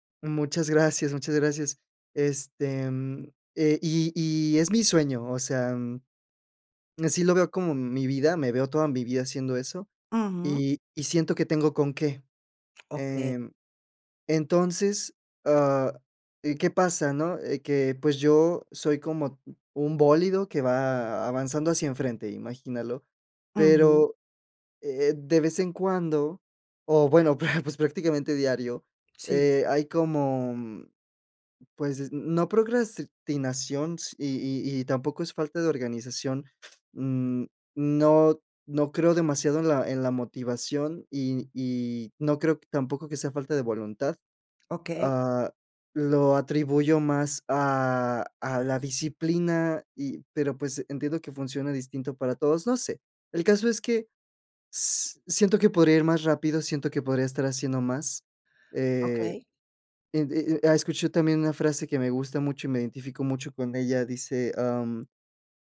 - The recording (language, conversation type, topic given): Spanish, advice, ¿Qué te está costando más para empezar y mantener una rutina matutina constante?
- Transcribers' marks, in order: tapping